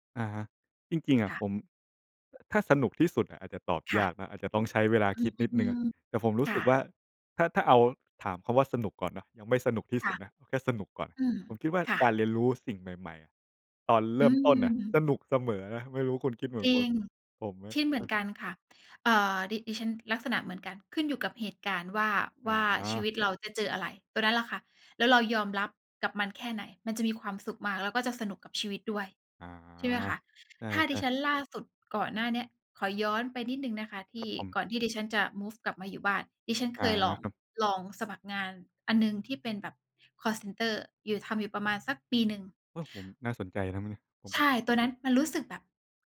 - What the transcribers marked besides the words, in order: none
- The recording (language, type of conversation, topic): Thai, unstructured, การเรียนรู้ที่สนุกที่สุดในชีวิตของคุณคืออะไร?